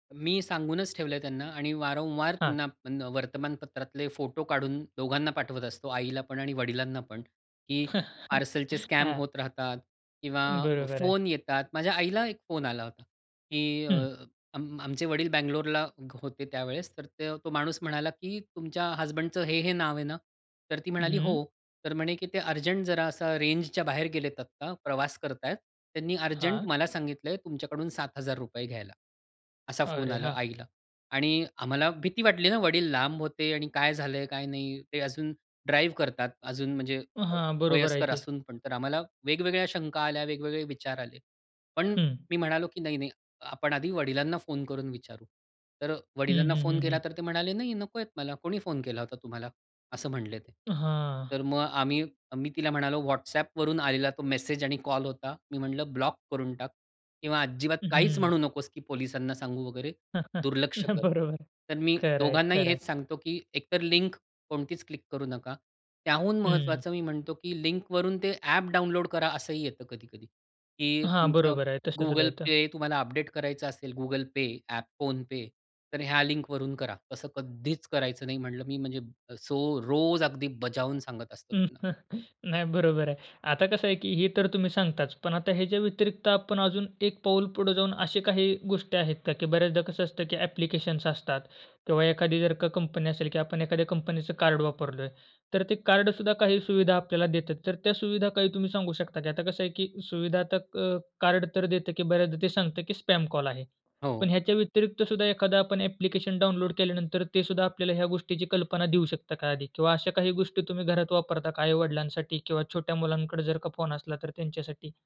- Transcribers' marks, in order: chuckle; in English: "स्कॅम"; tapping; in English: "ड्राईव्ह"; other background noise; laughing while speaking: "नाही. बरोबर आहे"; in English: "अपडेट"; laughing while speaking: "नाही. बरोबर आहे"; in English: "स्पॅम"
- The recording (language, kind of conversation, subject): Marathi, podcast, ऑनलाइन गोपनीयता जपण्यासाठी तुम्ही काय करता?